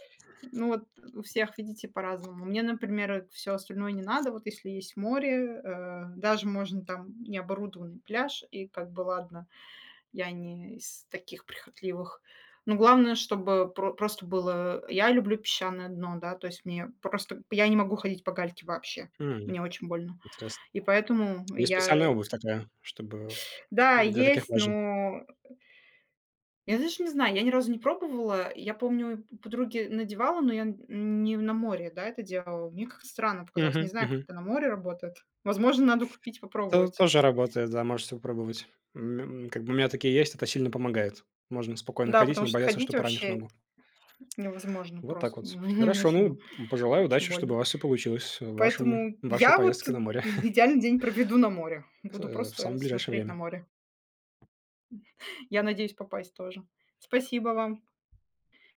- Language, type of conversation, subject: Russian, unstructured, Какие места вызывают у вас чувство счастья?
- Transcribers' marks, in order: other background noise; tapping; chuckle